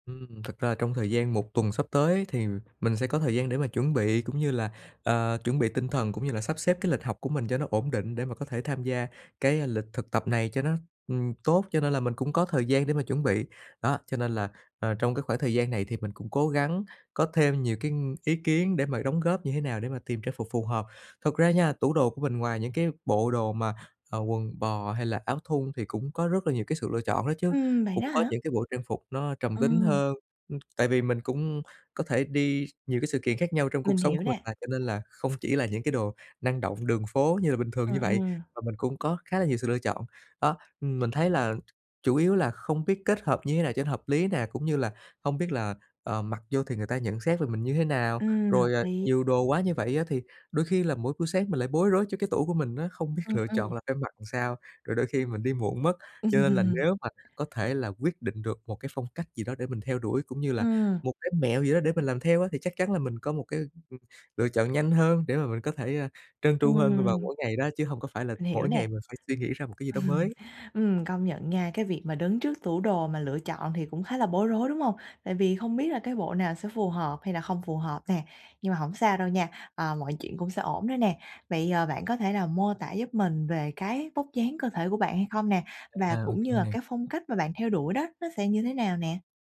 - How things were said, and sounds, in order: tapping; laughing while speaking: "biết"; laughing while speaking: "Ừm"; laugh
- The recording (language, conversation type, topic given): Vietnamese, advice, Làm sao để chọn trang phục phù hợp với mình?